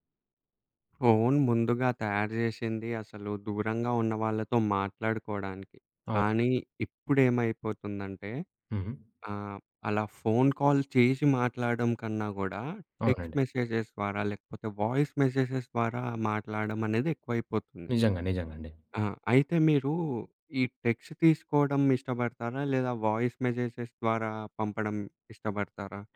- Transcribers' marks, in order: tapping; other background noise; in English: "ఫోన్ కాల్"; in English: "టెక్స్ట్ మెసేజెస్"; in English: "వాయిస్ మెసేజెస్"; in English: "టెక్స్ట్"; in English: "వాయిస్ మెసేజెస్"
- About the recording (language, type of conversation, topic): Telugu, podcast, టెక్స్ట్ vs వాయిస్ — ఎప్పుడు ఏదాన్ని ఎంచుకుంటారు?